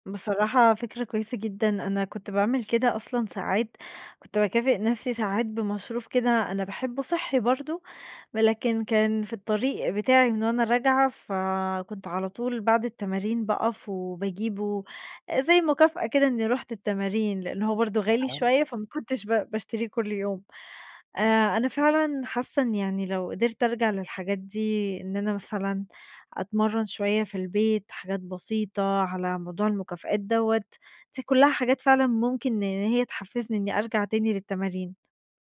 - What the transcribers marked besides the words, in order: tapping
- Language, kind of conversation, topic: Arabic, advice, إزاي أتعامل مع إحساس الذنب بعد ما فوّت تدريبات كتير؟